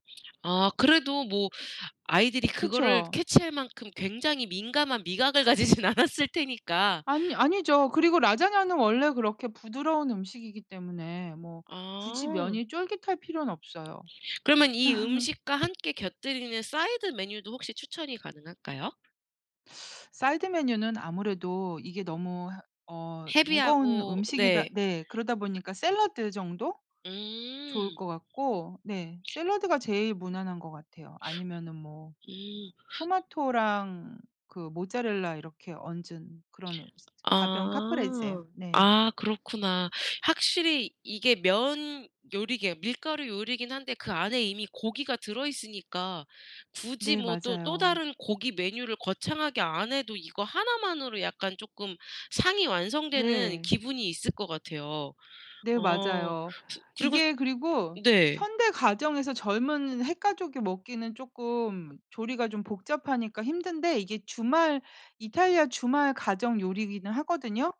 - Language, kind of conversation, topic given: Korean, podcast, 특별한 날이면 꼭 만드는 음식이 있나요?
- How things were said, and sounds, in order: laughing while speaking: "가지진 않았을"; laugh; tapping; teeth sucking; in English: "헤비하고"; other background noise